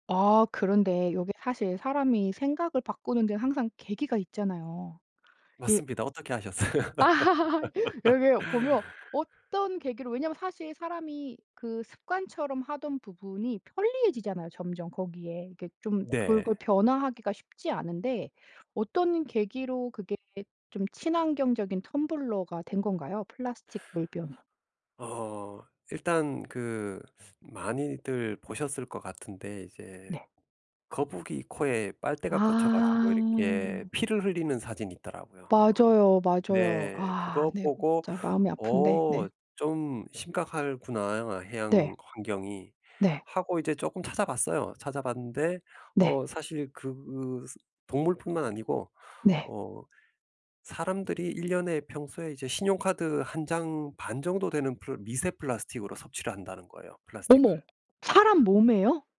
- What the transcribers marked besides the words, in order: other background noise; tapping; laugh; laughing while speaking: "아셨어요?"
- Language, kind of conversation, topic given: Korean, podcast, 요즘 집에서 실천하고 있는 친환경 습관에는 어떤 것들이 있나요?